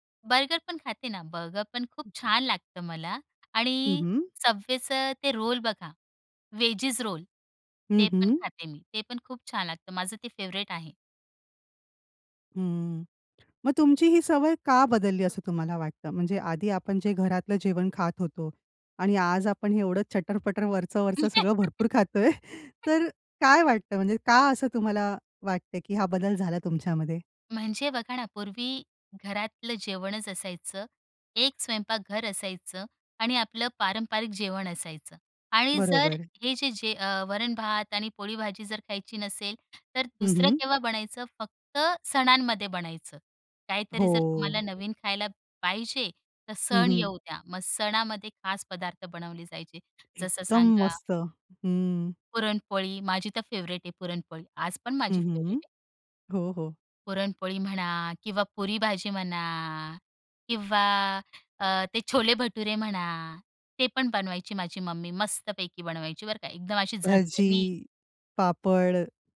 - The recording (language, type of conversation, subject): Marathi, podcast, कुटुंबातील खाद्य परंपरा कशी बदलली आहे?
- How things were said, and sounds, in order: in English: "बर्गरपण"; in English: "बर्गरपण"; other background noise; in English: "रोल"; in English: "वेजीज रोल"; in English: "फेव्हरेट"; laughing while speaking: "चटर-पटर वरचं-वरचं सगळं भरपूर खातोय"; giggle; tapping; in English: "फेव्हरेट"; in English: "फेव्हरेट"